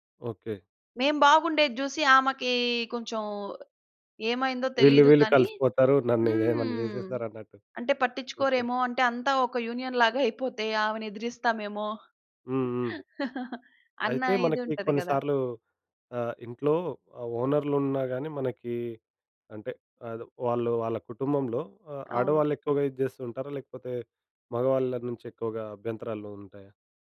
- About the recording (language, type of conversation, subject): Telugu, podcast, అద్దె ఇంటికి మీ వ్యక్తిగత ముద్రను సహజంగా ఎలా తీసుకురావచ్చు?
- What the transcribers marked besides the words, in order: giggle; in English: "యూనియన్"; giggle; chuckle